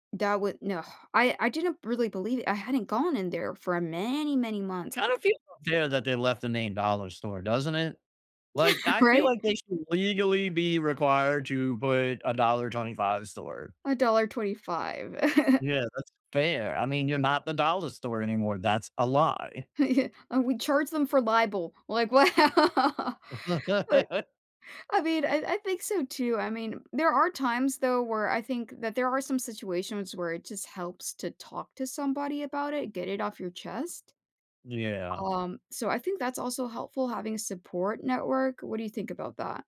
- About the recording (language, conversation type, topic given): English, unstructured, What can I do when stress feels overwhelming?
- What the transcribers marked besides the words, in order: stressed: "many"; other background noise; laughing while speaking: "Yeah"; chuckle; chuckle; laughing while speaking: "wow"; laugh